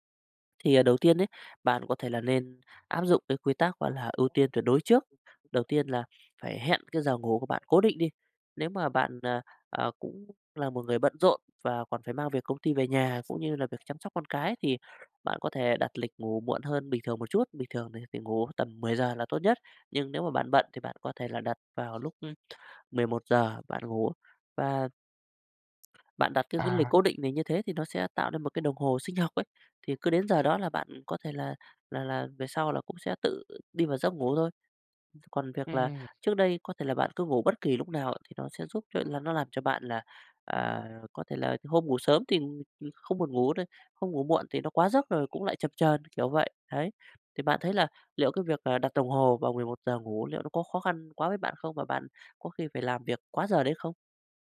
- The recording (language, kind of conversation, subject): Vietnamese, advice, Làm sao để bạn sắp xếp thời gian hợp lý hơn để ngủ đủ giấc và cải thiện sức khỏe?
- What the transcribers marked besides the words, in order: tapping; other background noise